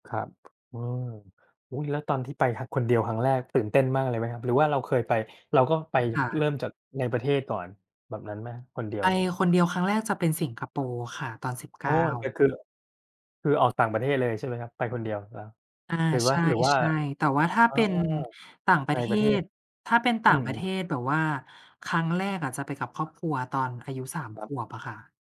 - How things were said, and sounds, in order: tapping
- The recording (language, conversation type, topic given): Thai, unstructured, ถ้าพูดถึงความสุขจากการเดินทาง คุณอยากบอกว่าอะไร?